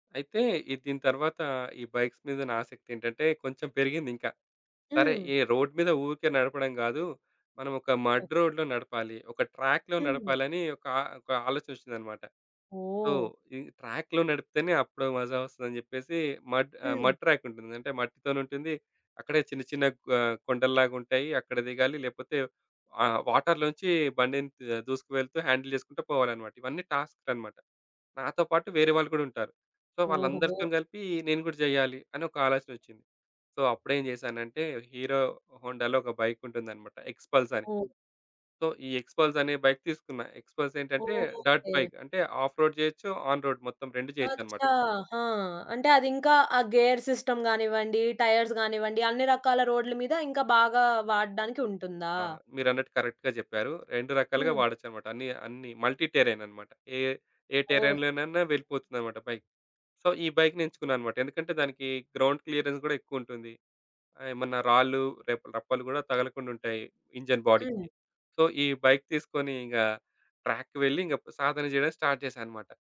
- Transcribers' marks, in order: tapping; in English: "బైక్స్"; in English: "రోడ్"; in English: "మడ్ రోడ్‌లో"; in English: "ట్రాక్‌లో"; in English: "సో"; in English: "ట్రాక్‌లో"; in English: "మడ్"; in English: "మడ్"; in English: "వాటర్‌లో"; in English: "హ్యాండిల్"; in English: "సో"; in English: "సో"; in English: "సో"; in English: "ఎక్స్‌పల్స్"; in English: "డర్ట్ బైక్"; in English: "ఆఫ్ రోడ్"; in English: "ఆన్ రోడ్"; in Hindi: "అచ్చా!"; in English: "గేర్ సిస్టమ్"; in English: "టైర్స్"; in English: "కరెక్ట్‌గా"; in English: "మల్టీ"; in English: "టెర్రెయిన్‌లోనైనా"; in English: "సో"; in English: "గ్రౌండ్ క్లియరెన్స్"; in English: "ఇంజిన్ బాడీకి. సో"; in English: "ట్రాక్‌కి"; in English: "స్టార్ట్"
- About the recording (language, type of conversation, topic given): Telugu, podcast, మీరు ఎక్కువ సమయం కేటాయించే హాబీ ఏది?